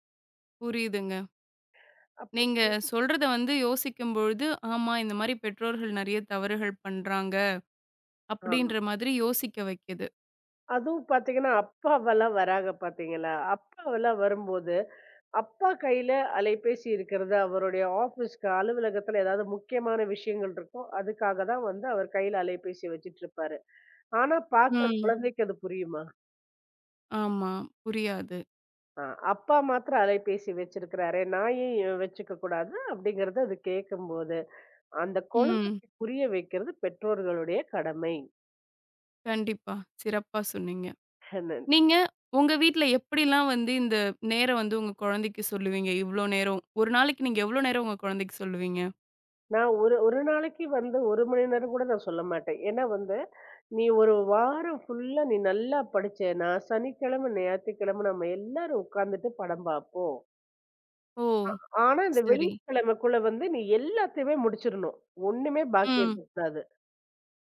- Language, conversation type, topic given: Tamil, podcast, ஸ்கிரீன் நேரத்தை சமநிலையாக வைத்துக்கொள்ள முடியும் என்று நீங்கள் நினைக்கிறீர்களா?
- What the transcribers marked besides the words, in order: tapping; other background noise; other noise